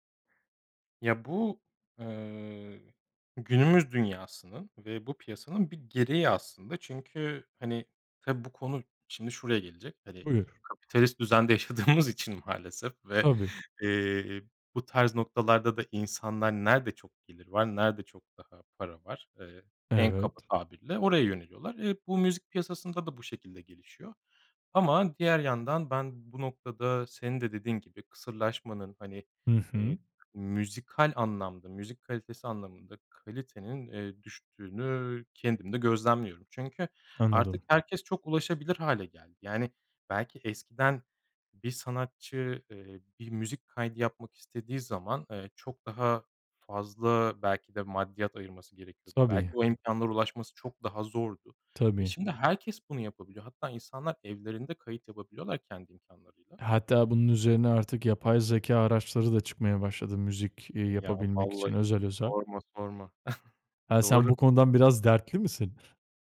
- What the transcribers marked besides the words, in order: laughing while speaking: "yaşadığımız için maalesef"; chuckle
- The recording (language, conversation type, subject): Turkish, podcast, Bir şarkıda seni daha çok melodi mi yoksa sözler mi etkiler?